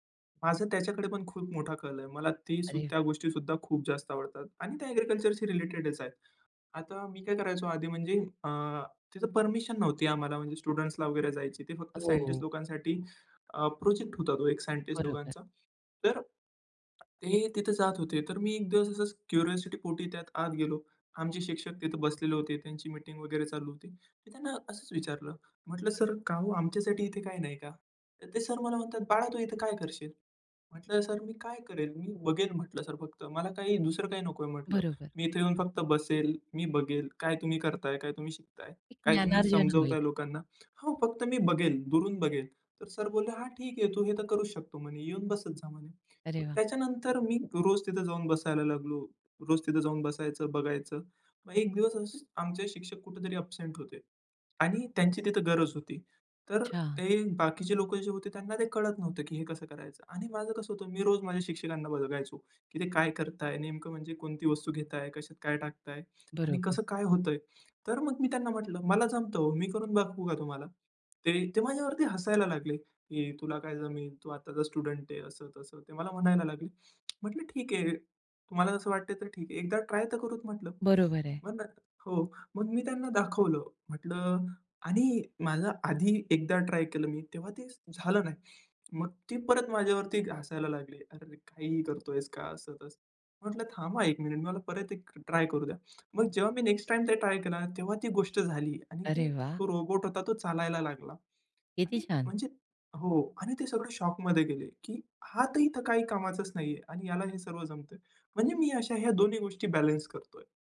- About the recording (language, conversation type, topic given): Marathi, podcast, तुमच्या घरात करिअरबाबत अपेक्षा कशा असतात?
- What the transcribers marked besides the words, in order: other noise; in English: "क्युरिऑसिटी"; tapping